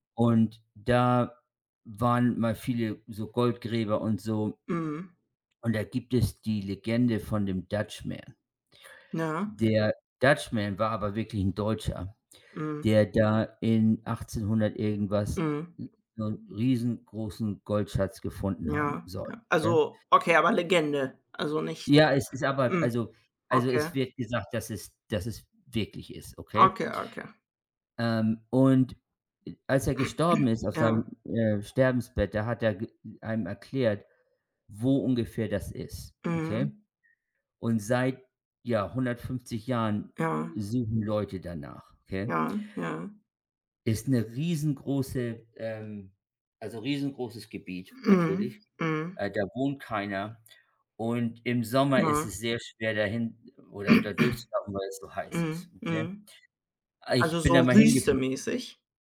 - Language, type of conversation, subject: German, unstructured, Was war dein schönstes Erlebnis auf Reisen?
- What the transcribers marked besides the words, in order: other background noise; throat clearing; "Sterbebett" said as "Sterbensbett"; throat clearing